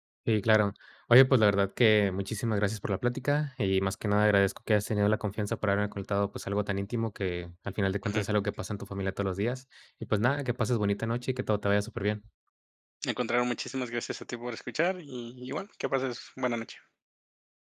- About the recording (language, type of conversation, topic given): Spanish, podcast, ¿Qué comida festiva recuerdas siempre con cariño y por qué?
- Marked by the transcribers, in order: tapping